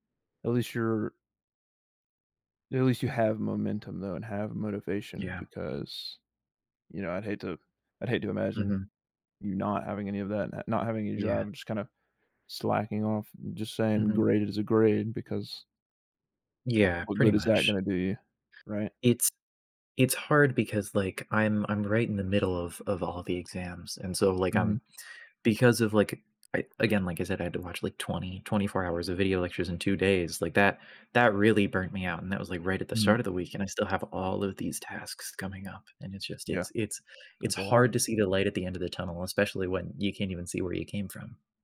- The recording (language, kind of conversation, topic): English, advice, How can I unwind and recover after a hectic week?
- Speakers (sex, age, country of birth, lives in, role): male, 20-24, United States, United States, advisor; male, 20-24, United States, United States, user
- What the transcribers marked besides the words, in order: tapping